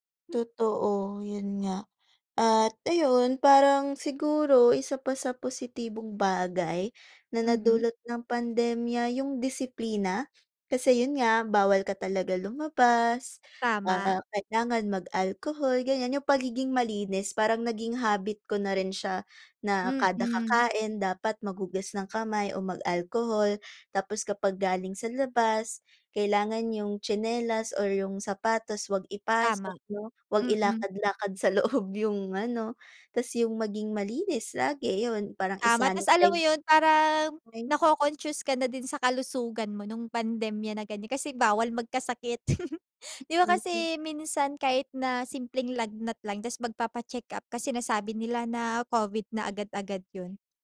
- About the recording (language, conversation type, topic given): Filipino, unstructured, Paano mo ilalarawan ang naging epekto ng pandemya sa iyong araw-araw na pamumuhay?
- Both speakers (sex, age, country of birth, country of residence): female, 20-24, Philippines, Philippines; female, 20-24, Philippines, Philippines
- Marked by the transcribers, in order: laughing while speaking: "loob"; chuckle; unintelligible speech